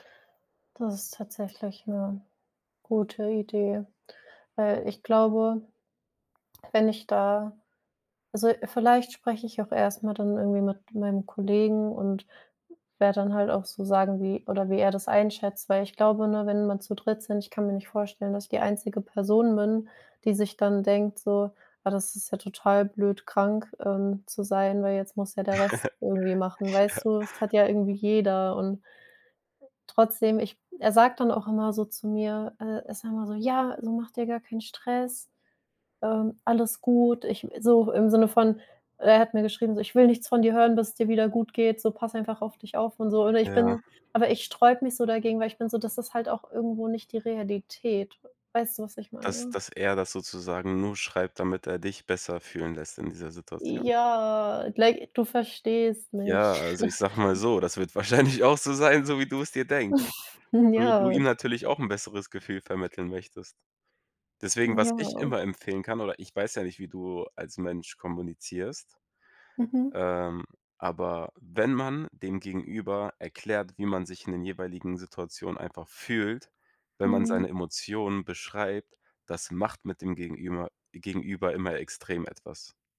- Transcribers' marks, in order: chuckle; laughing while speaking: "Ja"; drawn out: "Ja"; chuckle; laughing while speaking: "wahrscheinlich auch so sein, so wie"; chuckle; stressed: "fühlt"
- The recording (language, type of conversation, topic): German, advice, Wie führe ich ein schwieriges Gespräch mit meinem Chef?